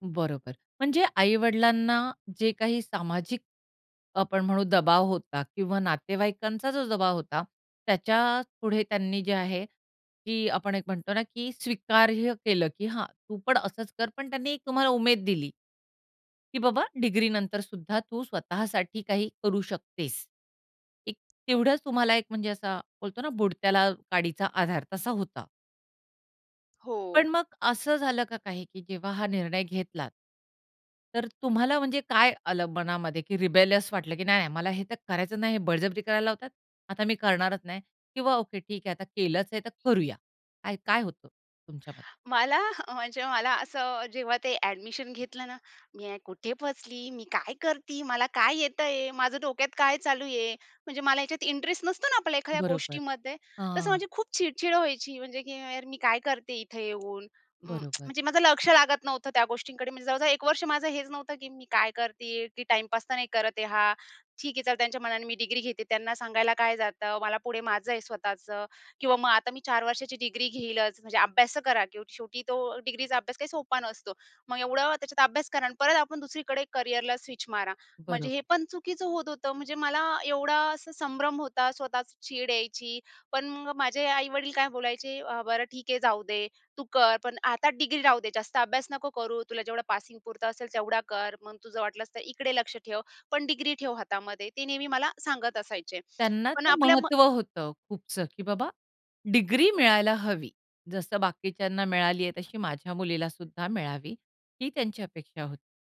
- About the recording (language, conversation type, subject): Marathi, podcast, तुम्ही समाजाच्या अपेक्षांमुळे करिअरची निवड केली होती का?
- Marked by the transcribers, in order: other background noise; in English: "रिबेलस"; laughing while speaking: "अ"; tapping; tsk; in English: "पासिंग"